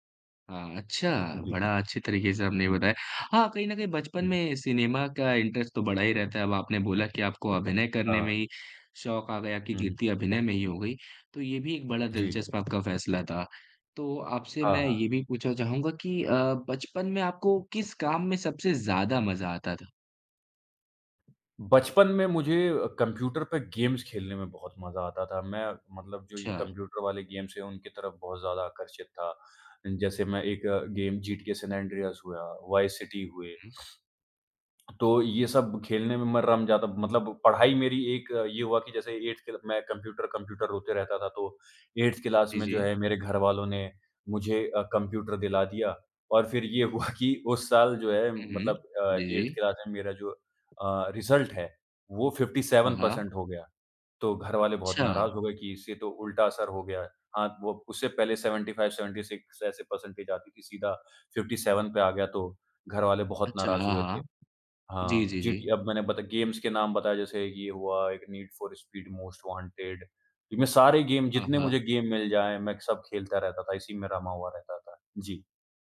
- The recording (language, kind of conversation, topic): Hindi, podcast, बचपन में आप क्या बनना चाहते थे और क्यों?
- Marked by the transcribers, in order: in English: "इंटरेस्ट"; tapping; in English: "गेम्स"; in English: "गेम्स"; in English: "गेम"; sniff; in English: "एट्थ"; in English: "एट्थ क्लास"; laughing while speaking: "हुआ"; in English: "एट्थ क्लास"; in English: "रिज़ल्ट"; in English: "फिफ्टी सेवन परसेंट"; in English: "सेवेंटी फाइव, सेवेंटी सिक्स"; in English: "परसेंटेज"; in English: "फिफ्टी सेवन"; in English: "गेम्स"; in English: "गेम"; in English: "गेम"